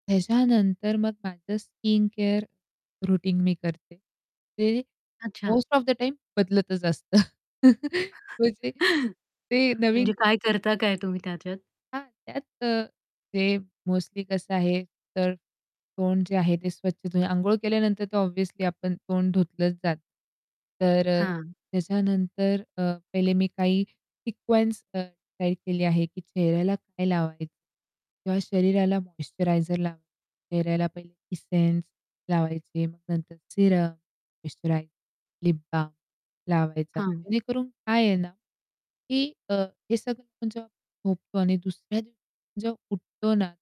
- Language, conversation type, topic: Marathi, podcast, झोपण्यापूर्वी तुमच्या रात्रीच्या दिनचर्येत कोणत्या गोष्टी असतात?
- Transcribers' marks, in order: distorted speech; in English: "रुटीन"; in English: "मोस्ट ऑफ द टाईम"; laughing while speaking: "असतं"; chuckle; static; tapping; in English: "ऑब्व्हियसली"; in English: "सिक्वेन्स"; unintelligible speech